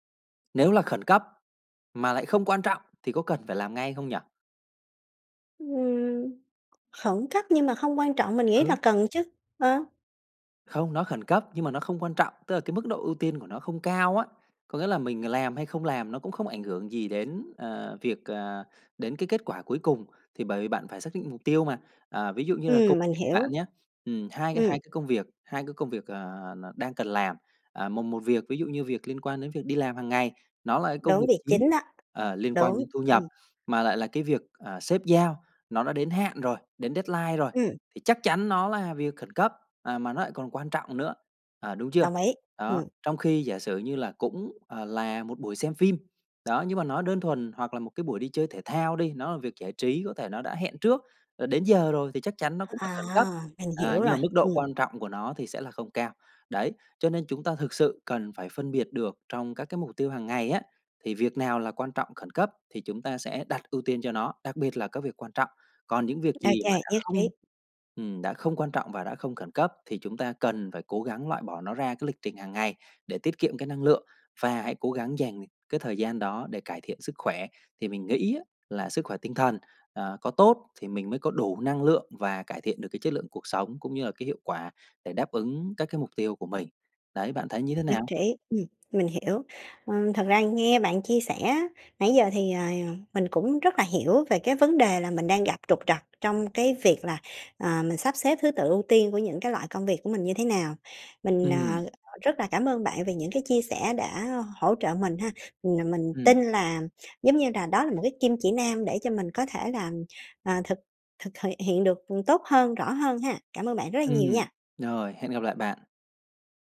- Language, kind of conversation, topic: Vietnamese, advice, Bạn đang cảm thấy kiệt sức và mất cân bằng vì quá nhiều công việc, phải không?
- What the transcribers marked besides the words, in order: tapping; other background noise; in English: "deadline"